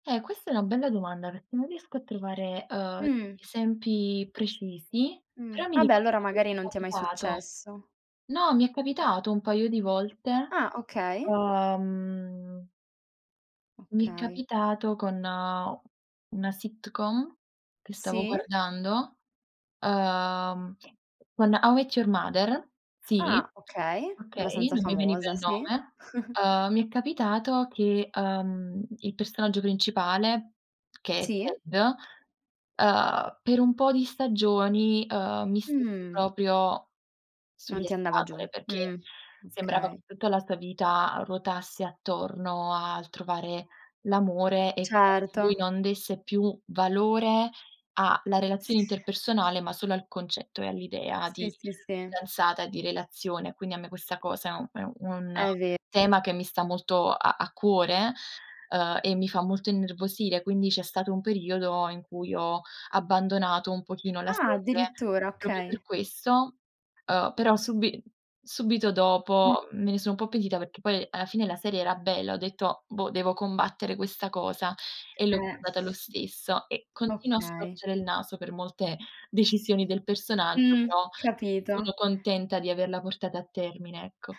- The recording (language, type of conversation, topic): Italian, podcast, Che cosa ti fa amare o odiare un personaggio in una serie televisiva?
- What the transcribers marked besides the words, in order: other background noise; drawn out: "Uhm"; chuckle; unintelligible speech; "proprio" said as "propio"